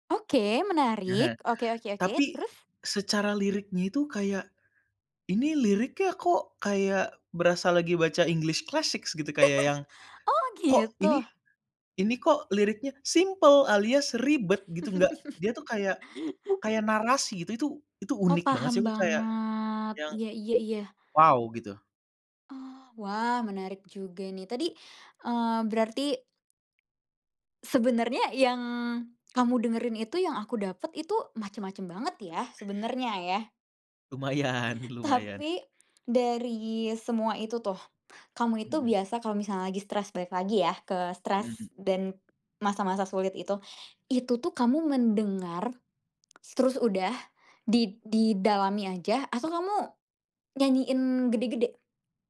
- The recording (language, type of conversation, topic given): Indonesian, podcast, Kapan musik membantu kamu melewati masa sulit?
- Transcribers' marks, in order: chuckle; in English: "english classic"; chuckle; tapping; chuckle; other background noise